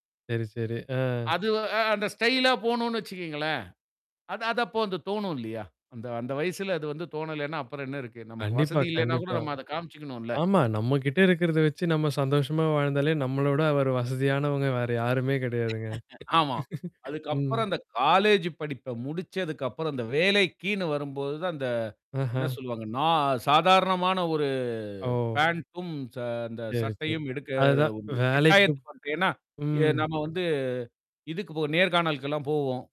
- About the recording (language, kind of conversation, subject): Tamil, podcast, காலப்போக்கில் உங்கள் உடை அணிவுப் பாணி எப்படி மாறியது?
- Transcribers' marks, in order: in English: "ஸ்டைலா"; tapping; chuckle; drawn out: "ஒரு"; distorted speech